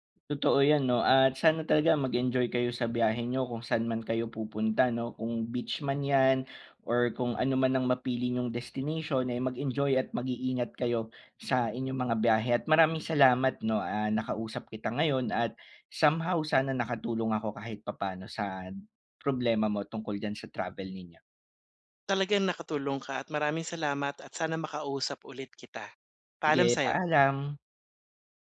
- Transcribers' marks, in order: tapping
- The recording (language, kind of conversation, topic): Filipino, advice, Paano ko mas mapapadali ang pagplano ng aking susunod na biyahe?
- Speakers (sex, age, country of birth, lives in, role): male, 25-29, Philippines, Philippines, advisor; male, 45-49, Philippines, Philippines, user